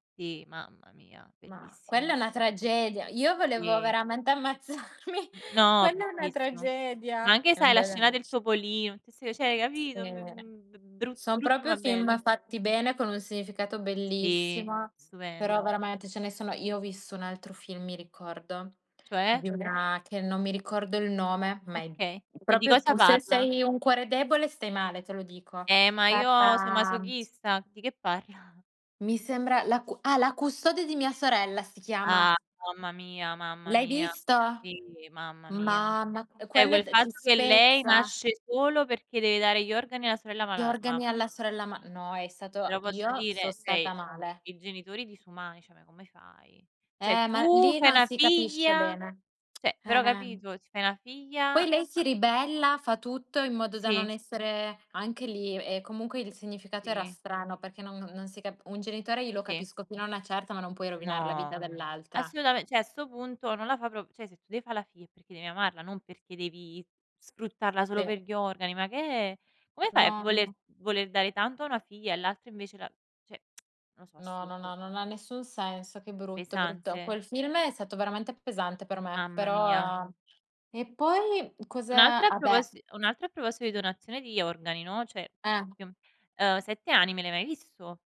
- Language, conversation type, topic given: Italian, unstructured, Qual è il film che ti ha fatto riflettere di più?
- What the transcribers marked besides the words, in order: laughing while speaking: "ammazzarmi"; unintelligible speech; "cioè" said as "ceh"; "proprio" said as "propio"; "proprio" said as "propio"; laughing while speaking: "Di che parla?"; "Cioè" said as "ceh"; tapping; other background noise; "Cioè" said as "ceh"; "cioè" said as "ceh"; tongue click; "cioè" said as "ceh"; "cioè" said as "ceh"; tsk; unintelligible speech